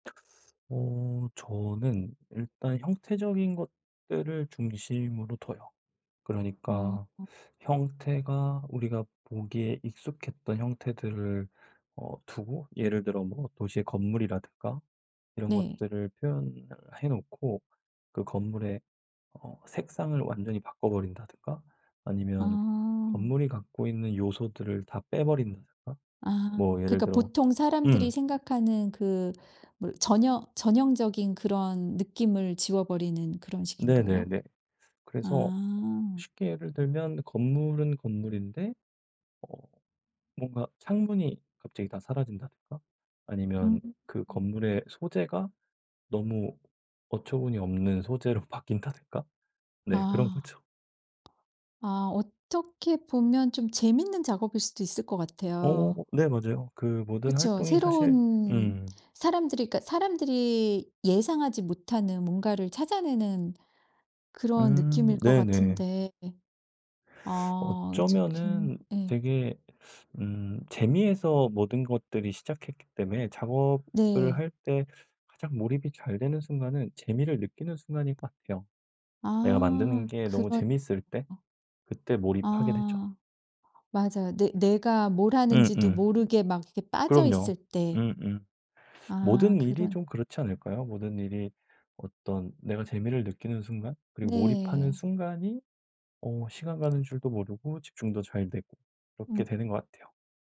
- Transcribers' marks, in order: other background noise; tapping
- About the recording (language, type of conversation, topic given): Korean, podcast, 작업할 때 언제 가장 몰입이 잘 되나요?